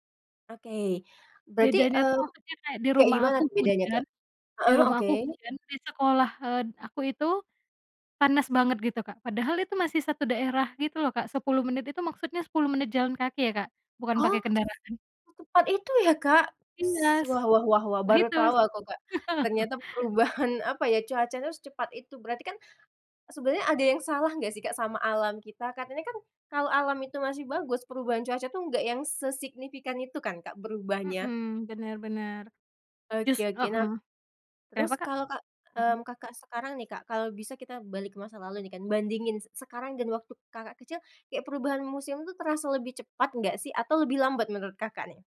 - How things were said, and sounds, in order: "Iya" said as "iyas"; "begitu" said as "ehitus"; chuckle
- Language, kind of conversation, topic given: Indonesian, podcast, Tanda-tanda alam apa yang kamu perhatikan untuk mengetahui pergantian musim?